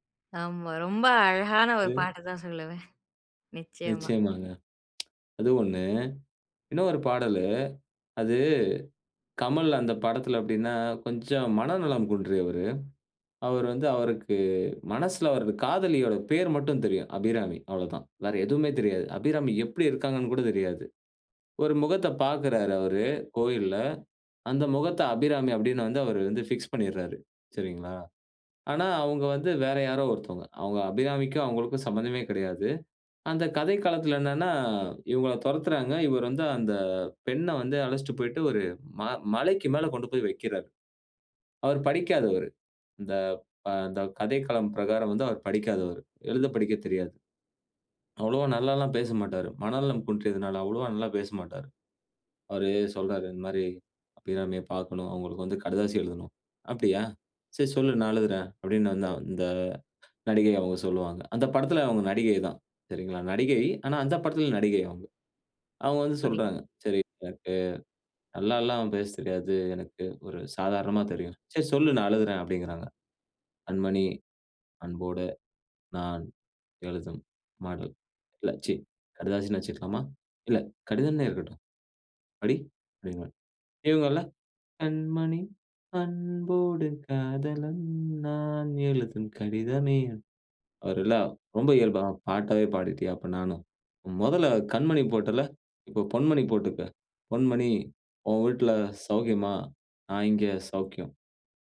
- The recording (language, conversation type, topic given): Tamil, podcast, வயது அதிகரிக்கும்போது இசை ரசனை எப்படி மாறுகிறது?
- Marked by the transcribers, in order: other background noise; tsk; "எப்டினா" said as "அப்டின்னா"; unintelligible speech; singing: "கண்மணி அன்போடு காதலன் நான் எழுதும் கடிதமே!"